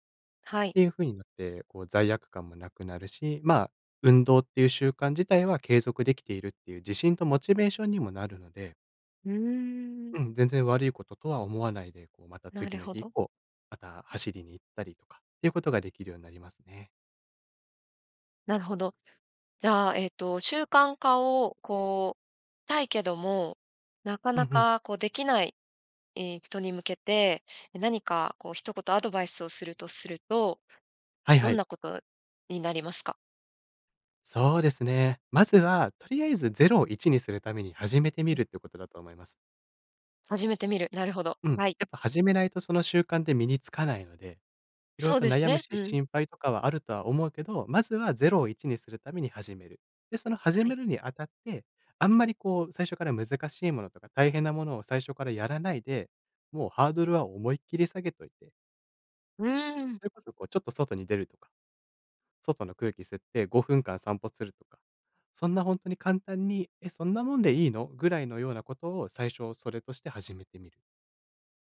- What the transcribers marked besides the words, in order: "したい" said as "たい"
- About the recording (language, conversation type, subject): Japanese, podcast, 習慣を身につけるコツは何ですか？